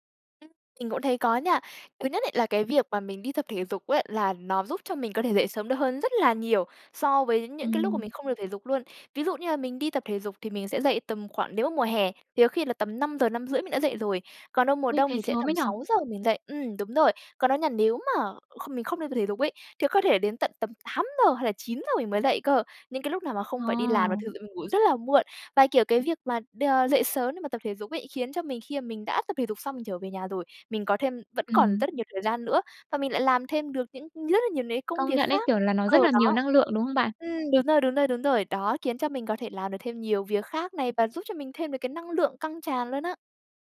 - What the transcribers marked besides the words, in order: other background noise; tapping
- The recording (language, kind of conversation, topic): Vietnamese, podcast, Bạn duy trì việc tập thể dục thường xuyên bằng cách nào?